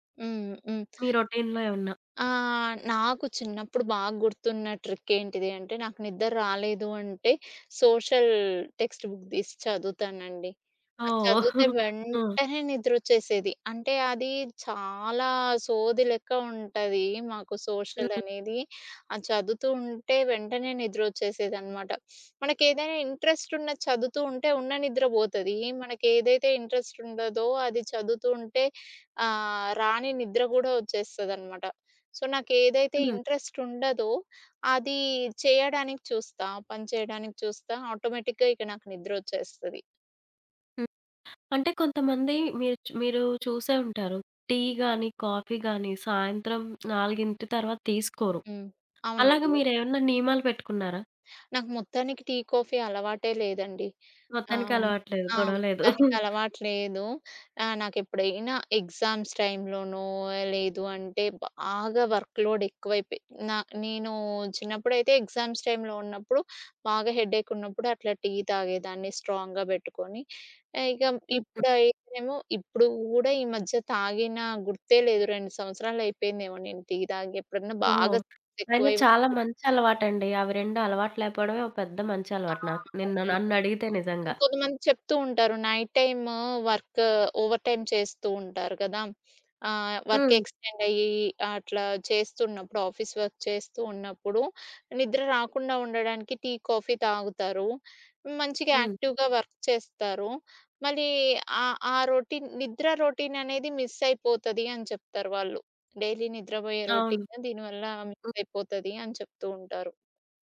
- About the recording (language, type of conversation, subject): Telugu, podcast, రాత్రి బాగా నిద్రపోవడానికి మీ రొటీన్ ఏమిటి?
- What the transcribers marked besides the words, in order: other background noise; in English: "రొటీన్‌లో"; in English: "సోషల్ టెక్స్ట్ బుక్"; chuckle; in English: "సోషల్"; in English: "ఇంట్రెస్ట్"; in English: "ఇంట్రెస్ట్"; in English: "సో"; in English: "ఇంట్రెస్ట్"; in English: "ఆటోమేటిక్‌గా"; in English: "కాఫీ"; in English: "కాఫీ"; giggle; in English: "ఎగ్జామ్స్"; in English: "వర్క్‌లోడ్"; in English: "ఎగ్జామ్స్"; in English: "హెడ్‌యెక్"; in English: "స్ట్రాంగ్‌గా"; in English: "స్ట్రెస్"; tapping; in English: "నైట్"; in English: "ఓవర్ టైమ్"; in English: "వర్క్"; in English: "ఆఫీస్ వర్క్"; in English: "యాక్టివ్‌గా వర్క్"; in English: "రొటీన్"; in English: "డైలీ"; in English: "రొటీన్"